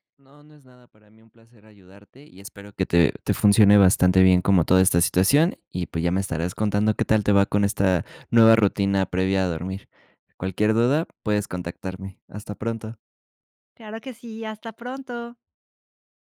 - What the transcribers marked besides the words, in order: none
- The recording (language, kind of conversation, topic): Spanish, advice, ¿Cómo puedo manejar el insomnio por estrés y los pensamientos que no me dejan dormir?